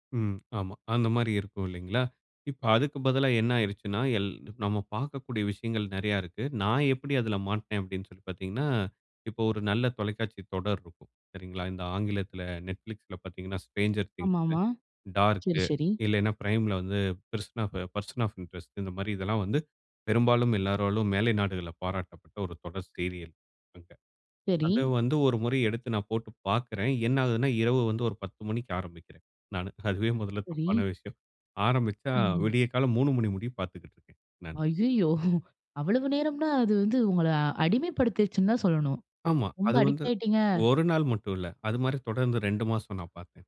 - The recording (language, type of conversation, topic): Tamil, podcast, இணைய வழி காணொளி ஒளிபரப்பு சேவைகள் வந்ததனால் சினிமா எப்படி மாறியுள்ளது என்று நீங்கள் நினைக்கிறீர்கள்?
- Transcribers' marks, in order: in English: "ஸ்ட்ரேஞ்சர் திங்ஸ், டார்க்"; in English: "பெர்சன் பெர்சன் ஆஃப் இன்ட்ரெஸ்ட்"; chuckle; other background noise; in English: "அடிக்ட்"